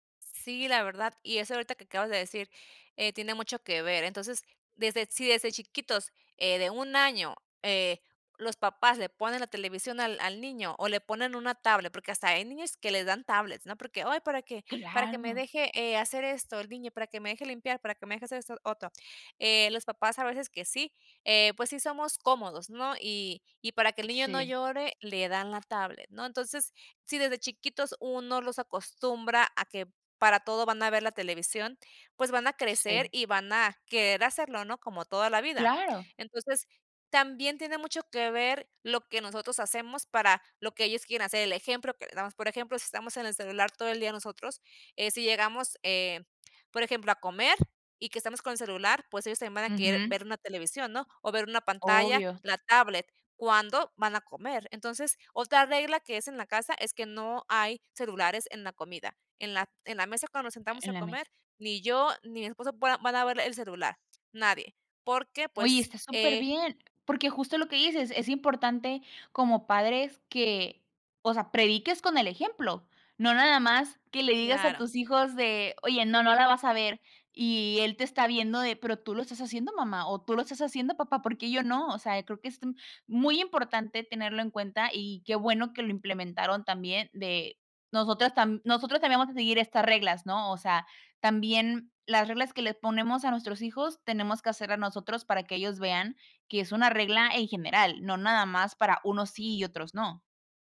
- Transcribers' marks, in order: other background noise; tapping
- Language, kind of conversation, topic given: Spanish, podcast, ¿Qué reglas tienen respecto al uso de pantallas en casa?